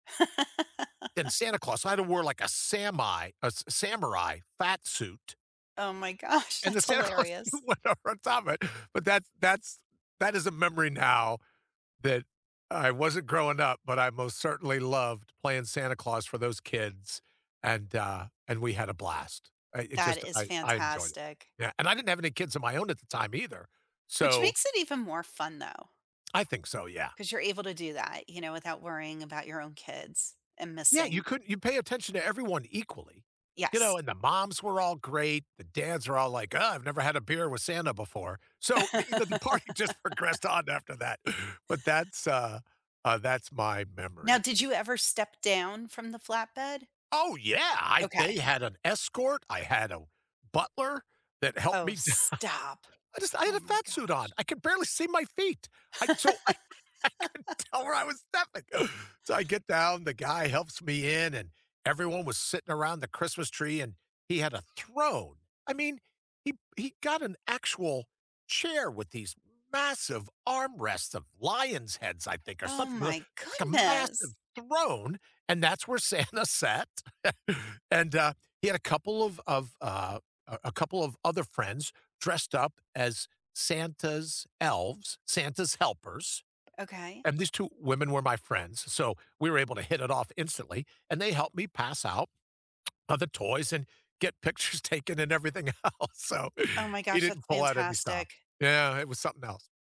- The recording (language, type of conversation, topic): English, unstructured, Can you share a favorite holiday memory from your childhood?
- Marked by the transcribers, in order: chuckle; laughing while speaking: "gosh"; laughing while speaking: "Santa Claus suit went over on top of it"; chuckle; laughing while speaking: "party"; laughing while speaking: "down"; other background noise; laughing while speaking: "I I couldn't tell where I was stepping"; chuckle; stressed: "throne"; laughing while speaking: "Santa"; chuckle; laughing while speaking: "else"